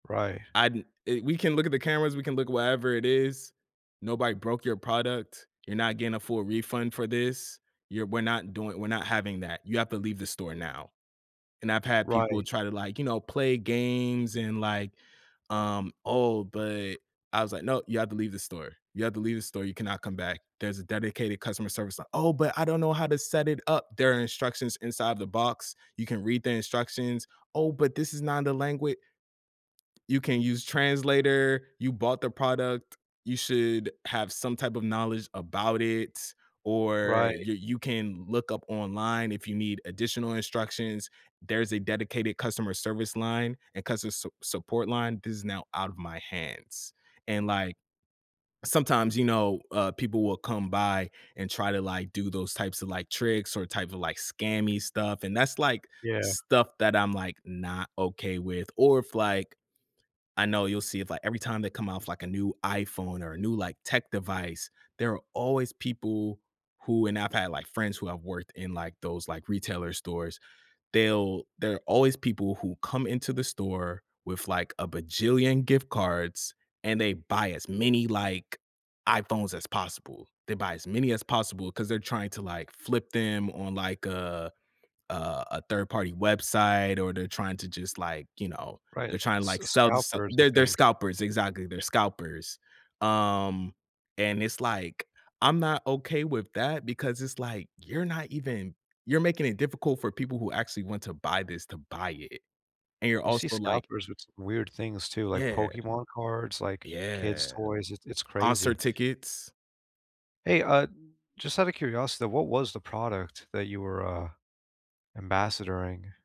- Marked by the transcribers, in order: tapping; other background noise
- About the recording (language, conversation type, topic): English, unstructured, What would you do if you caught someone stealing?
- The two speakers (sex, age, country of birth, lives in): male, 30-34, United States, United States; male, 30-34, United States, United States